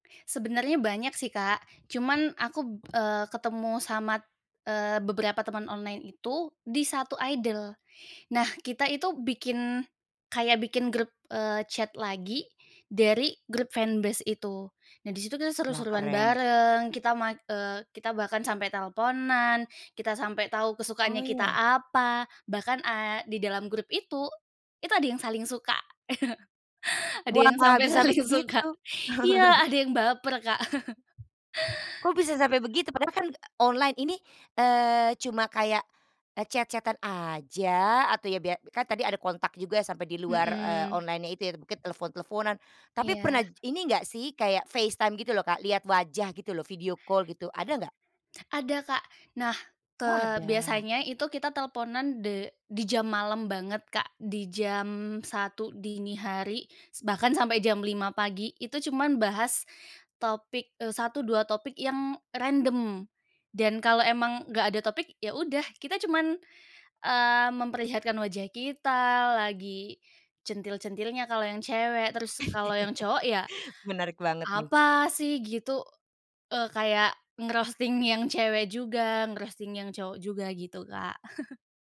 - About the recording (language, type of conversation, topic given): Indonesian, podcast, Bagaimana menurut kamu pertemanan daring dibandingkan dengan pertemanan di dunia nyata?
- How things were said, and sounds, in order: tapping; in English: "idol"; in English: "chat"; in English: "fanbase"; chuckle; laughing while speaking: "saling suka"; chuckle; chuckle; other background noise; in English: "chat-chat-an"; in English: "video call"; laugh; in English: "nge-roasting"; in English: "nge-roasting"; chuckle